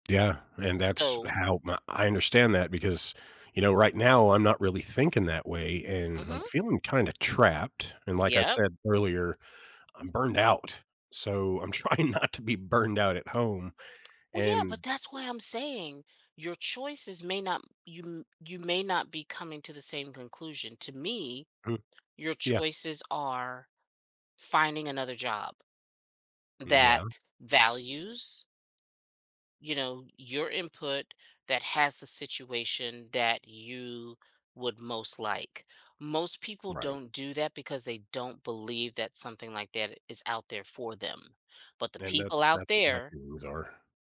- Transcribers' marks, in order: laughing while speaking: "trying not to be"; tapping; other background noise
- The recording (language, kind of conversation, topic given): English, advice, How can I balance work and family responsibilities without feeling overwhelmed?
- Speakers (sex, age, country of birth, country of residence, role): female, 55-59, United States, United States, advisor; male, 40-44, United States, United States, user